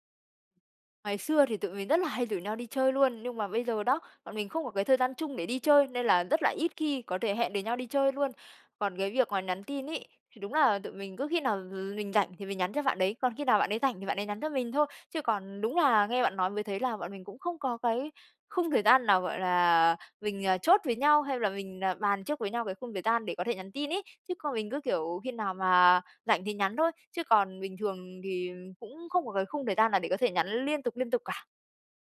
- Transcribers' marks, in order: tapping
- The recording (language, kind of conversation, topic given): Vietnamese, advice, Làm thế nào để giữ liên lạc với người thân khi có thay đổi?